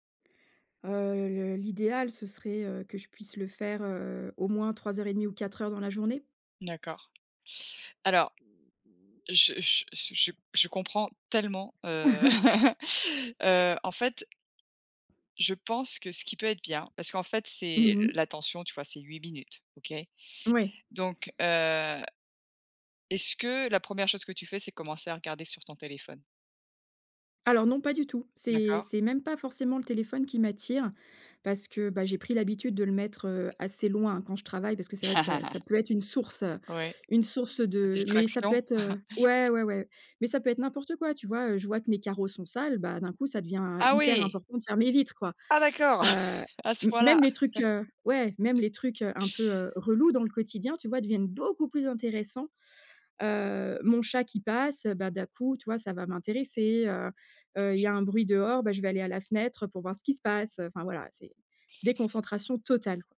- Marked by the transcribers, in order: tapping; other background noise; chuckle; chuckle; chuckle; chuckle; stressed: "beaucoup"
- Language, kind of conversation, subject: French, advice, Comment décririez-vous votre tendance au multitâche inefficace et votre perte de concentration ?